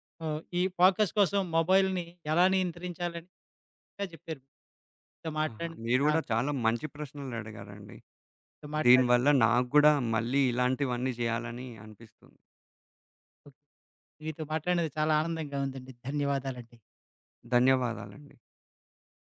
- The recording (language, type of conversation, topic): Telugu, podcast, దృష్టి నిలబెట్టుకోవడానికి మీరు మీ ఫోన్ వినియోగాన్ని ఎలా నియంత్రిస్తారు?
- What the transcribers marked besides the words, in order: in English: "ఫోకస్"; in English: "మొబైల్‌ని"; unintelligible speech